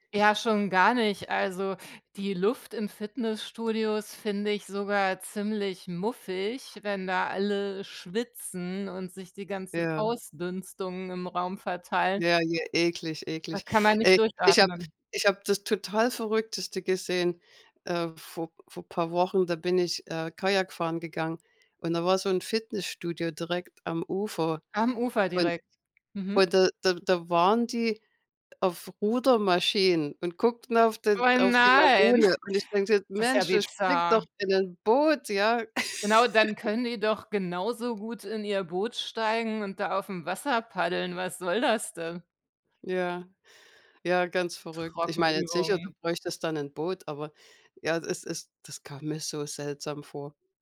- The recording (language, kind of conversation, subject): German, unstructured, Welcher Sport macht dir am meisten Spaß und warum?
- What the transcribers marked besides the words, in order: tapping; snort; chuckle; other background noise